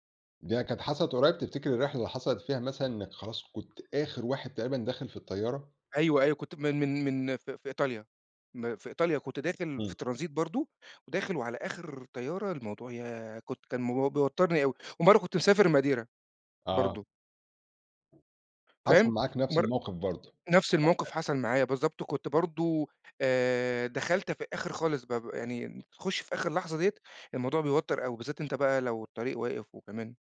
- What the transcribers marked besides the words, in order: unintelligible speech
- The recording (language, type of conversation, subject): Arabic, podcast, إيه اللي حصل لما الطيارة فاتتك، وخلّصت الموضوع إزاي؟